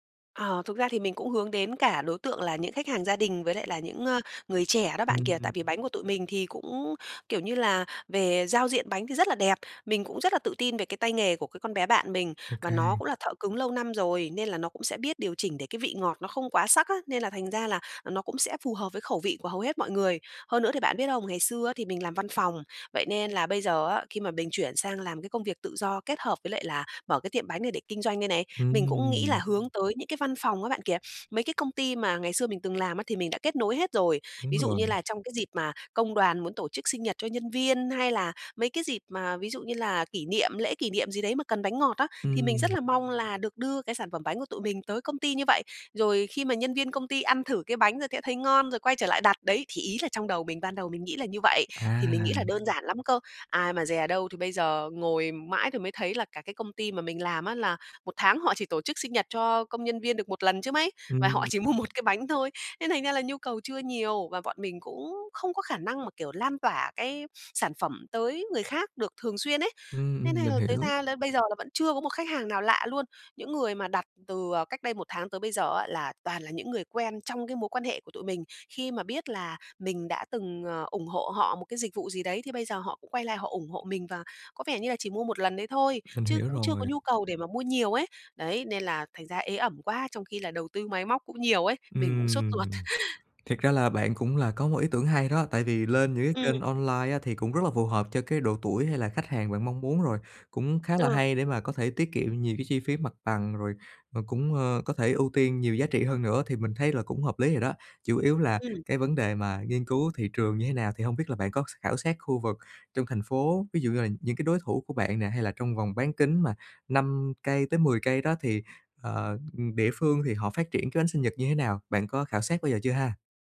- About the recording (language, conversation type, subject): Vietnamese, advice, Làm sao để tiếp thị hiệu quả và thu hút những khách hàng đầu tiên cho startup của tôi?
- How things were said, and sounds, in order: tapping; other noise; other background noise; laughing while speaking: "chỉ mua một"; laugh